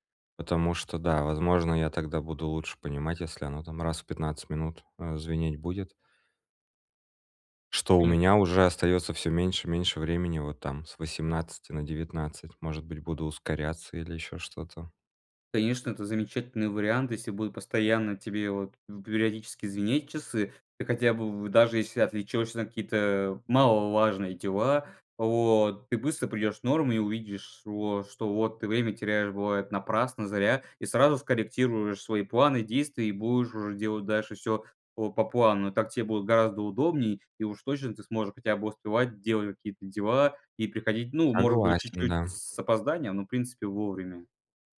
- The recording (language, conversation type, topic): Russian, advice, Как перестать срывать сроки из-за плохого планирования?
- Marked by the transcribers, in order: none